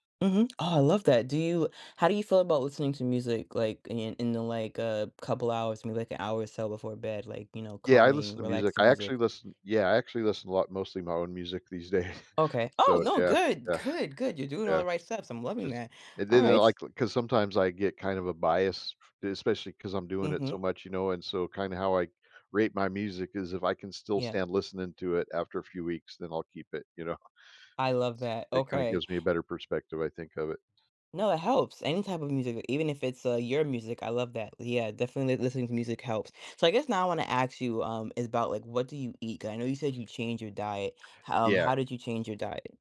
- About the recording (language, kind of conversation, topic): English, advice, How can I handle overwhelming daily responsibilities?
- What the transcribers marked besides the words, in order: other background noise; laughing while speaking: "days"; laughing while speaking: "yeah"; laughing while speaking: "know?"; "ask" said as "aks"